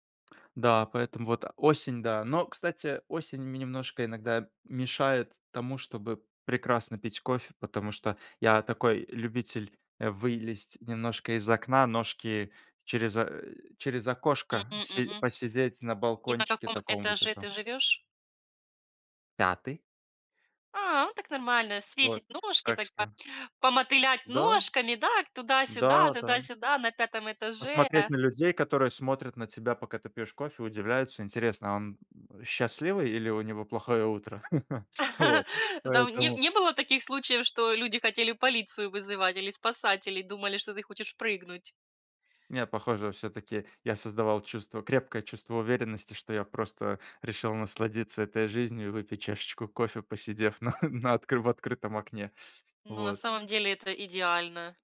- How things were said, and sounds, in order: drawn out: "А"; chuckle; other background noise; chuckle
- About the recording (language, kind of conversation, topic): Russian, podcast, Расскажи про свой идеальный утренний распорядок?